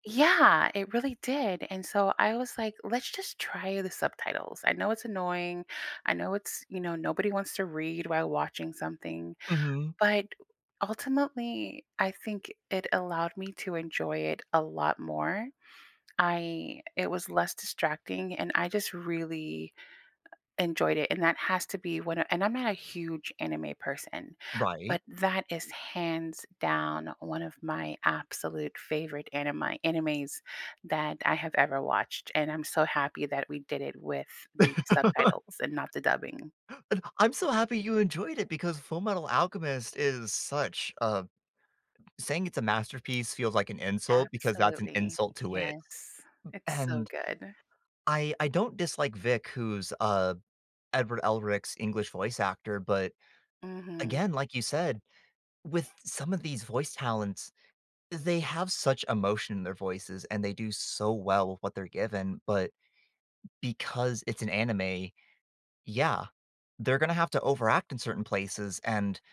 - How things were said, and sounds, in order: laugh; gasp; tapping
- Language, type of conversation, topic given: English, unstructured, Should I choose subtitles or dubbing to feel more connected?